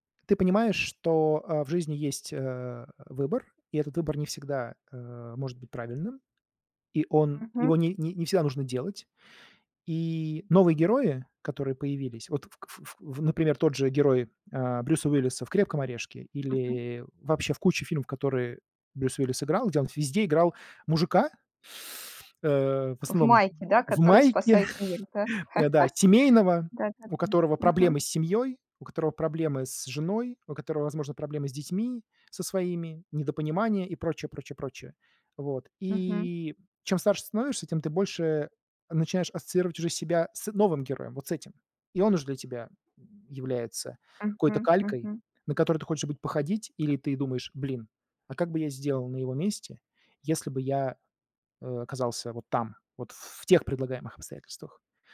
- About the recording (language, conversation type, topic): Russian, podcast, Какой герой из книги или фильма тебе особенно близок и почему?
- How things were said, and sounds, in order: tapping; chuckle; chuckle